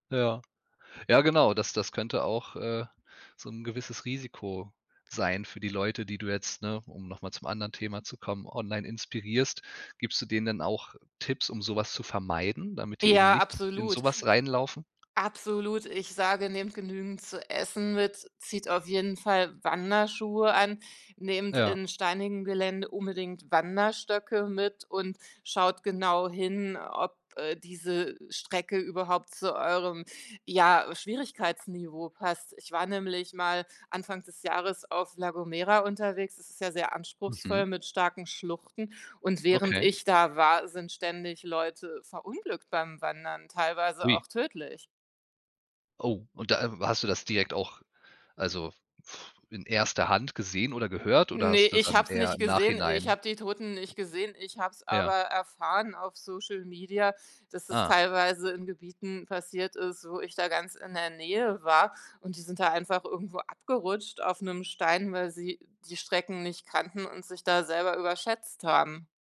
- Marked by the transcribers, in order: stressed: "verunglückt"; surprised: "Oh"; other noise
- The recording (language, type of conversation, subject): German, podcast, Was macht das Wandern für dich so besonders?